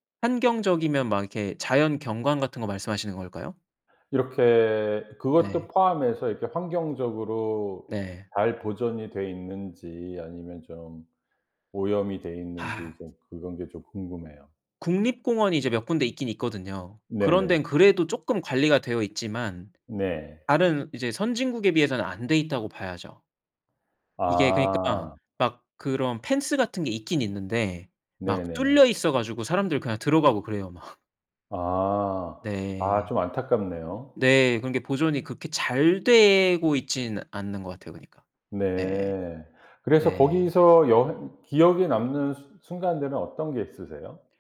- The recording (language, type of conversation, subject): Korean, podcast, 가장 기억에 남는 여행 경험을 이야기해 주실 수 있나요?
- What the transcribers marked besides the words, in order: laughing while speaking: "막"